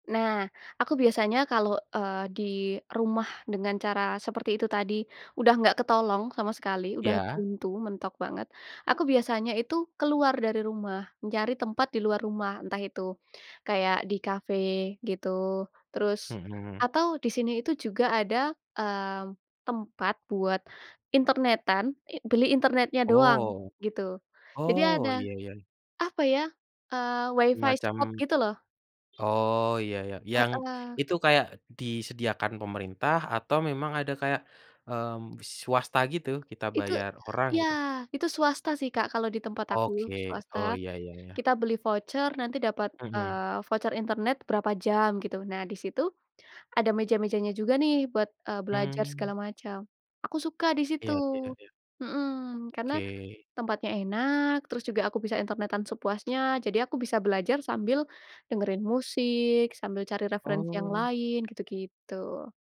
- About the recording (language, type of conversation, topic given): Indonesian, podcast, Bagaimana cara kamu memotivasi diri saat buntu belajar?
- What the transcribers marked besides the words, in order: horn; tapping